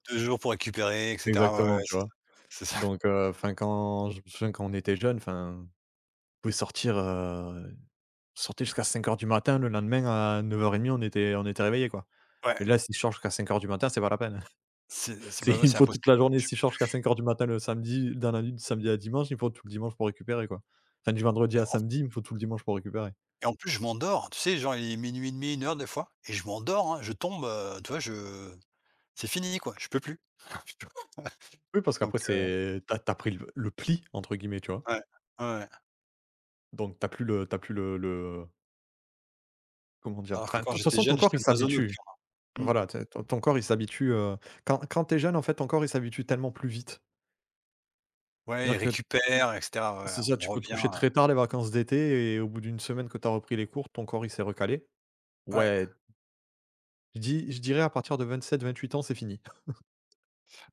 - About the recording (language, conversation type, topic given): French, unstructured, Qu’est-ce qui te permet de te sentir en paix avec toi-même ?
- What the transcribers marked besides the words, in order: laughing while speaking: "c'est ça"; chuckle; laughing while speaking: "C'est il me faut"; other background noise; stressed: "m'endors"; unintelligible speech; stressed: "pli"; other noise; chuckle